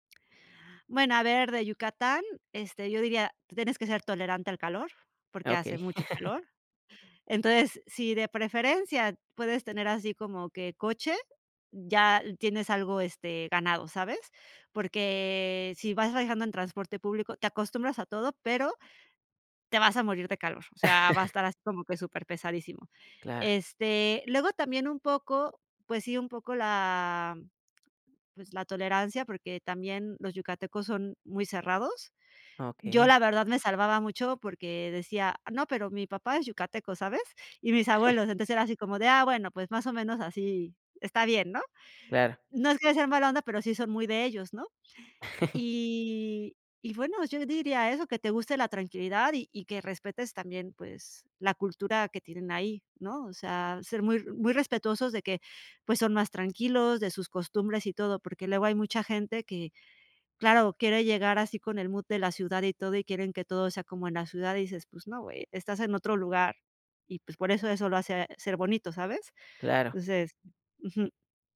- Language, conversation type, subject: Spanish, podcast, ¿Qué significa para ti decir que eres de algún lugar?
- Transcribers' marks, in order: chuckle; laugh; chuckle; chuckle